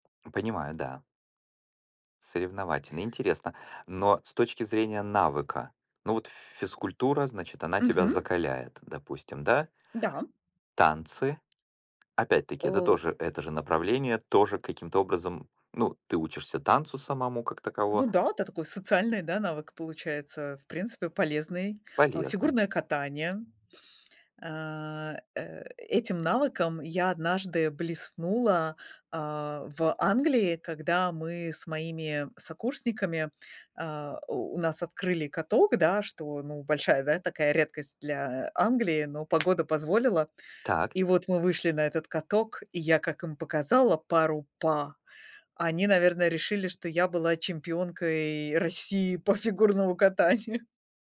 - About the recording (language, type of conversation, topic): Russian, podcast, Что для тебя значит учиться ради интереса?
- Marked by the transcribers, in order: tapping; other background noise; laughing while speaking: "катанию"